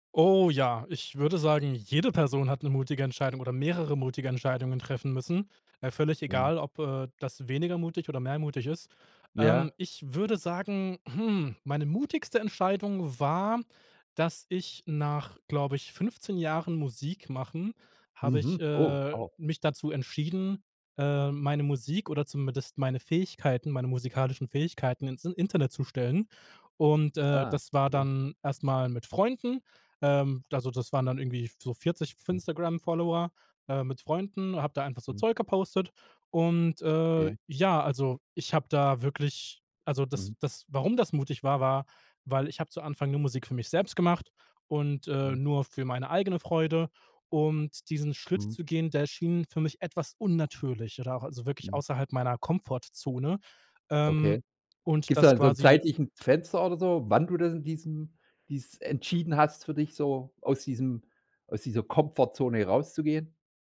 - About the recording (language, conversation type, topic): German, podcast, Was war die mutigste Entscheidung, die du je getroffen hast?
- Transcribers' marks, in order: stressed: "jede"